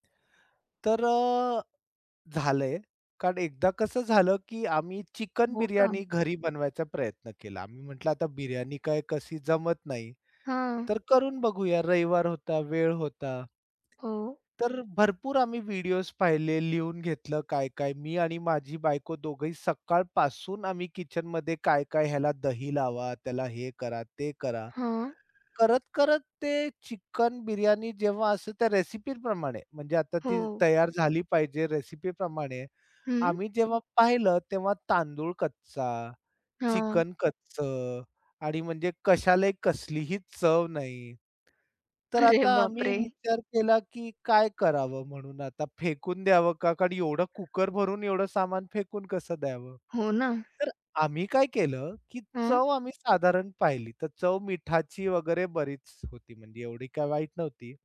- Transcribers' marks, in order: other background noise; tapping; laughing while speaking: "अरे, बापरे!"
- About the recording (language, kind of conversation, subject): Marathi, podcast, स्वयंपाक अधिक सर्जनशील करण्यासाठी तुमचे काही नियम आहेत का?